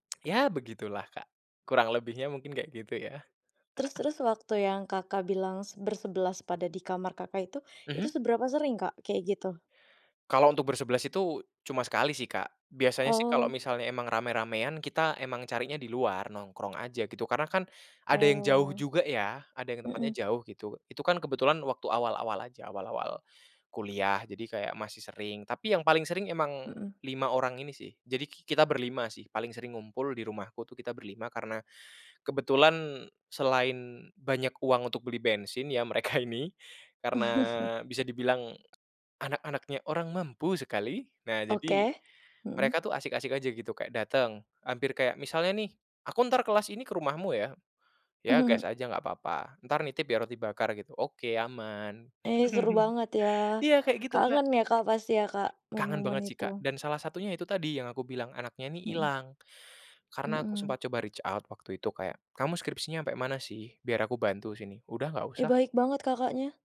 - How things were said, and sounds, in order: tsk; chuckle; laugh; other background noise; laughing while speaking: "mereka"; chuckle; chuckle; in English: "reach out"
- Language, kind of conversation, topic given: Indonesian, podcast, Menurutmu, apa perbedaan belajar daring dibandingkan dengan tatap muka?